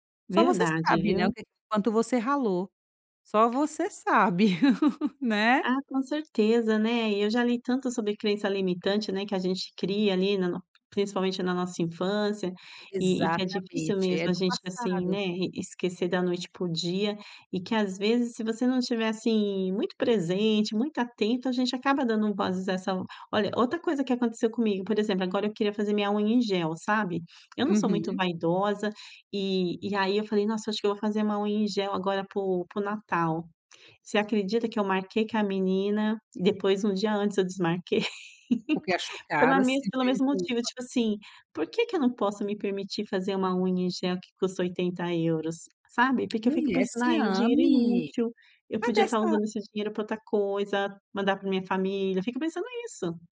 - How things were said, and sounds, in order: tapping; other background noise; laugh; laugh
- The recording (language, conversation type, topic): Portuguese, advice, Como posso lidar com minhas crenças limitantes e mudar meu diálogo interno?